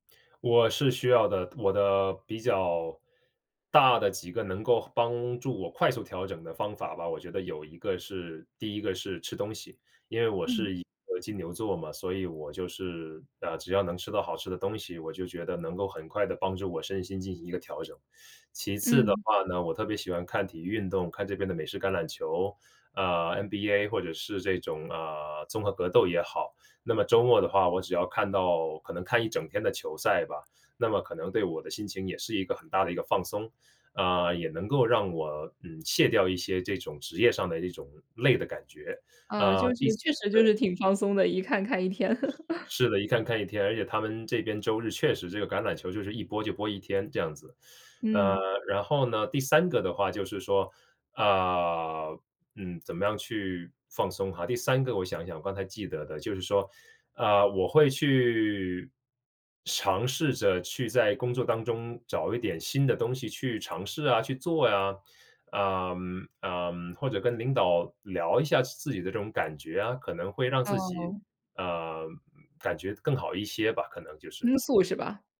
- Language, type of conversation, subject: Chinese, podcast, 你有过职业倦怠的经历吗？
- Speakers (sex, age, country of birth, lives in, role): female, 25-29, China, France, host; male, 30-34, China, United States, guest
- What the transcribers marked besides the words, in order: joyful: "确实就是挺放松的，一看看一天"; laugh